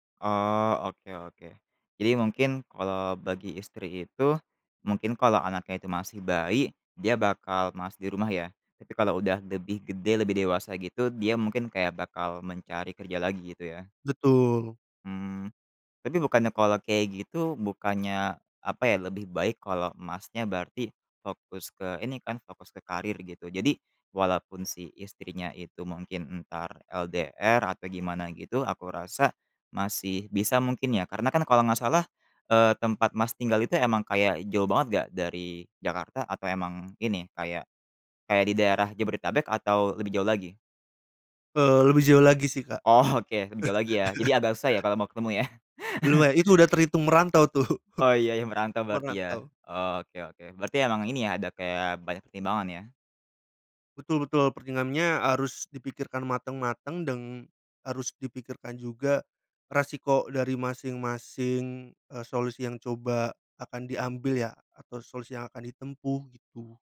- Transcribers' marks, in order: laughing while speaking: "Oh"; chuckle; laughing while speaking: "tuh"; "pertimbangannya" said as "pertingamnya"
- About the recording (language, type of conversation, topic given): Indonesian, podcast, Bagaimana cara menimbang pilihan antara karier dan keluarga?